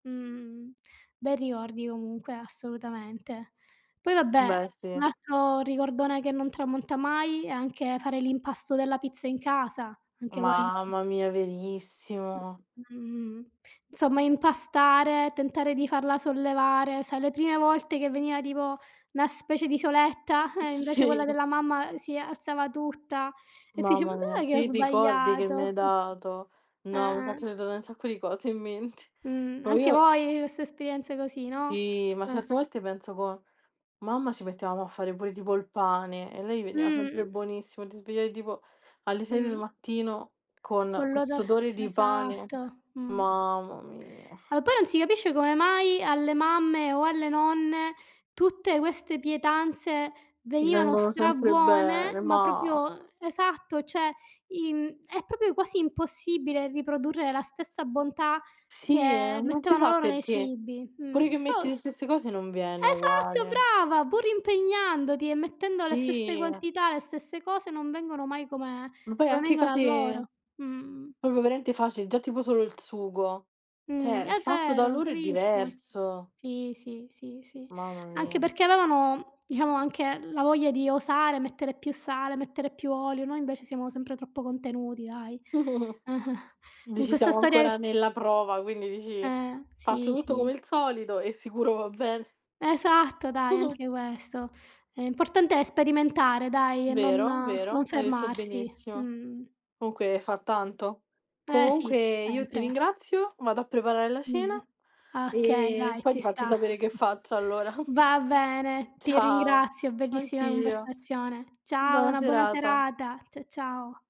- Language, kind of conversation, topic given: Italian, unstructured, Come hai imparato a cucinare un piatto che ti piace?
- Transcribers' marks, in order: other background noise; laughing while speaking: "Sì"; chuckle; tapping; "proprio" said as "propio"; "proprio" said as "propio"; "proprio" said as "propio"; chuckle; chuckle; chuckle